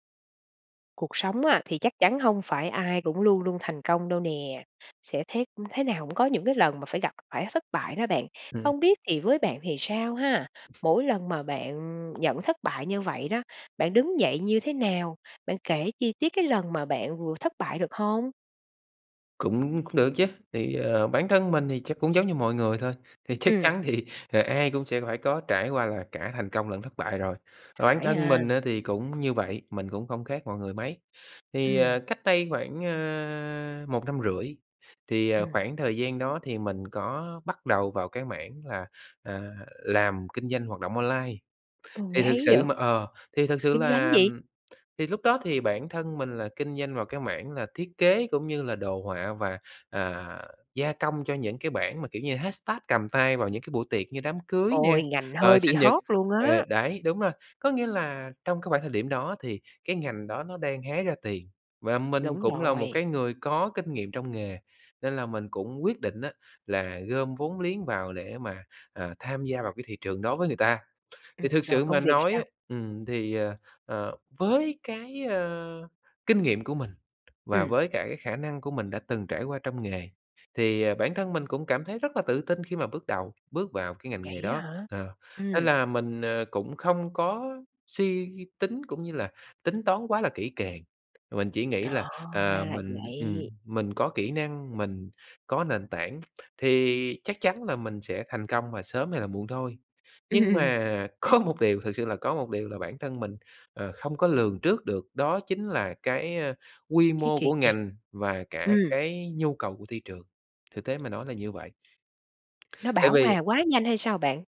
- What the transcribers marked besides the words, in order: other noise; tapping; other background noise; laughing while speaking: "thì"; in English: "hashtag"; laugh; laughing while speaking: "có một điều"
- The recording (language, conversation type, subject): Vietnamese, podcast, Bạn có thể kể về một lần bạn thất bại và cách bạn đứng dậy như thế nào?